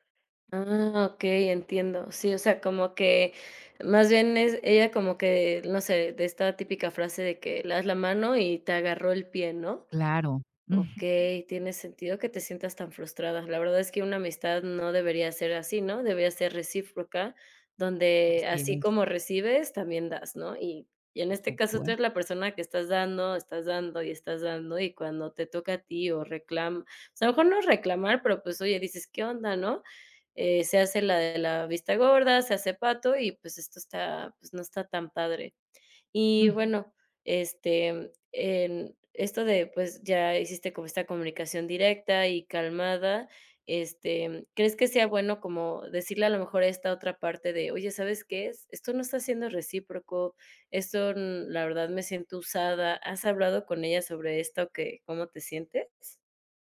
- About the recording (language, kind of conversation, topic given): Spanish, advice, ¿Cómo puedo hablar con un amigo que me ignora?
- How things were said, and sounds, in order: other background noise; "recíproca" said as "recifroca"